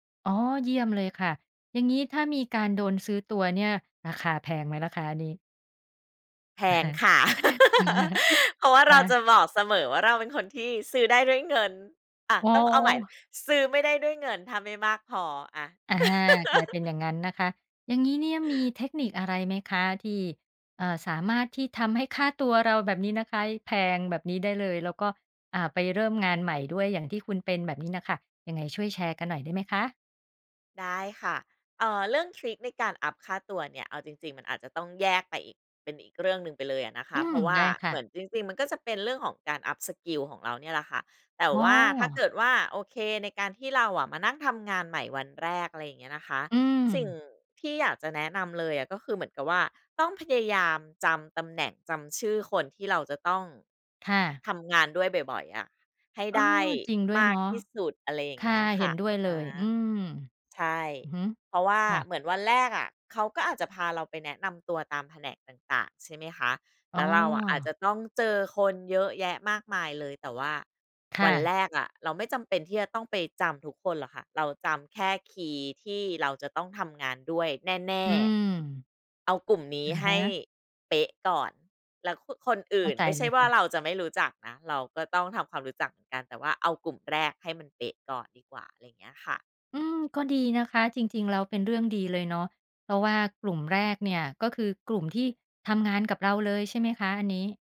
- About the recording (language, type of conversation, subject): Thai, podcast, มีคำแนะนำอะไรบ้างสำหรับคนที่เพิ่งเริ่มทำงาน?
- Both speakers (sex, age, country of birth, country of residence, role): female, 40-44, Thailand, Thailand, guest; female, 50-54, Thailand, Thailand, host
- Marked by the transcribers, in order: laugh; chuckle; laugh